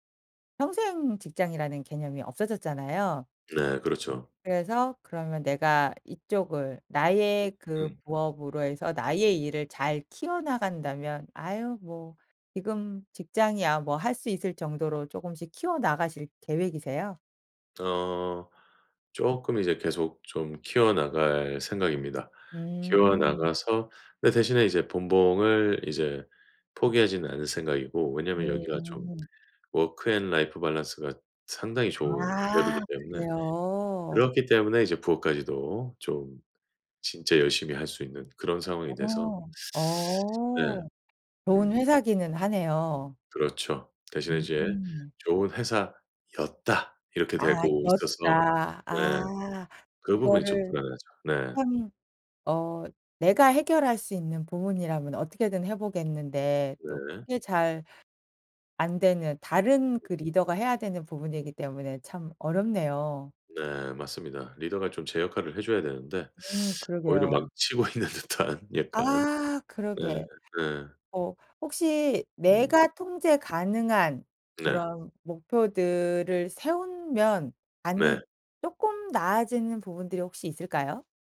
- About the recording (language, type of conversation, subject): Korean, advice, 조직 개편으로 팀과 업무 방식이 급격히 바뀌어 불안할 때 어떻게 대처하면 좋을까요?
- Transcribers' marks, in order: in English: "워크 앤 라이프 밸런스가"; other background noise; teeth sucking; laughing while speaking: "망치고 있는 듯한"